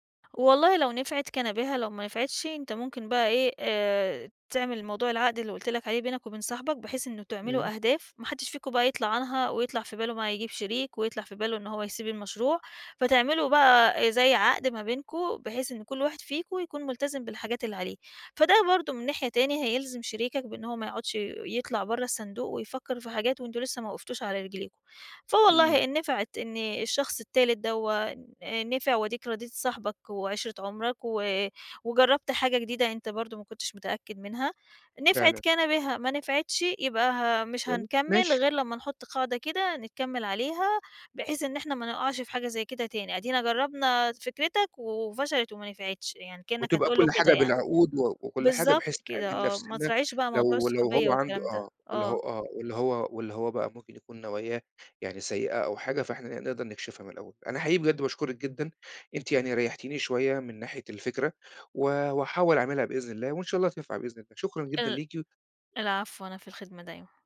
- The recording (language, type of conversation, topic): Arabic, advice, إزاي أتعامل مع خلافي مع الشريك المؤسس بخصوص رؤية الشركة؟
- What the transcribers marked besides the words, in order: tapping; other background noise